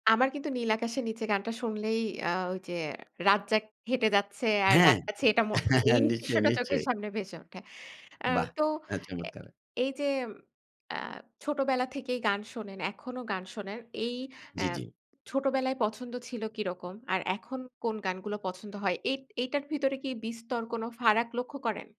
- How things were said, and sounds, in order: chuckle
- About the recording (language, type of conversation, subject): Bengali, podcast, বাল্যকালের প্রিয় কোনো গান বা অনুষ্ঠান কি এখনও তোমাকে ছুঁয়ে যায়?